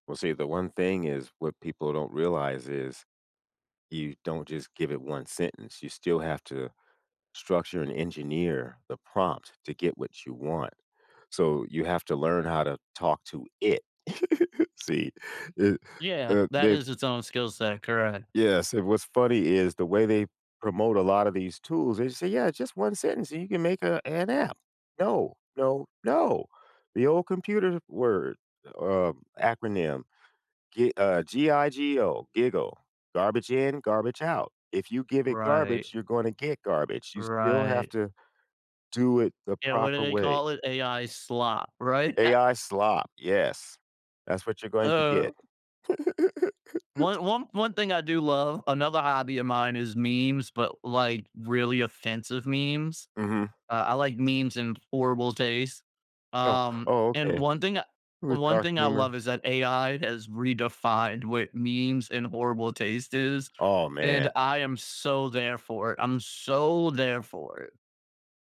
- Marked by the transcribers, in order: stressed: "it"; giggle; put-on voice: "Yeah, it's just one sentence and you can make a an app"; laugh; tapping; giggle; stressed: "so"
- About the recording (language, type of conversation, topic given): English, unstructured, How can I let my hobbies sneak into ordinary afternoons?